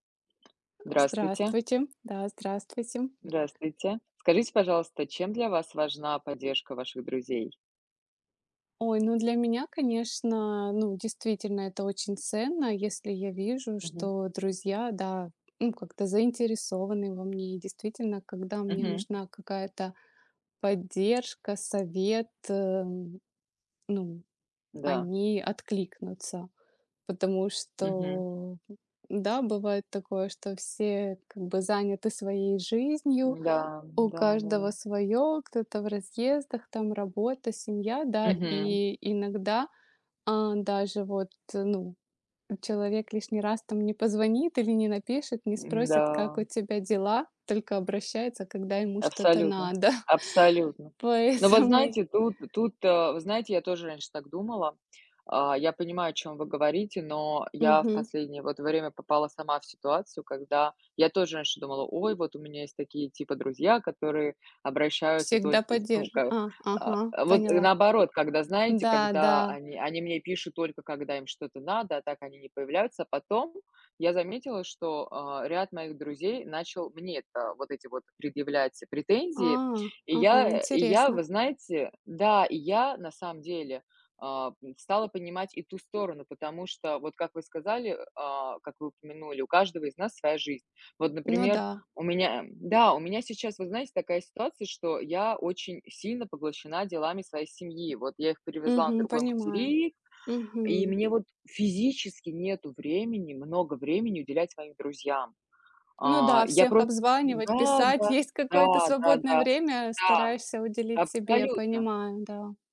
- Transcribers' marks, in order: tapping; other background noise; laughing while speaking: "надо. Поэтому й"; stressed: "физически"
- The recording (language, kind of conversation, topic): Russian, unstructured, Почему для тебя важна поддержка друзей?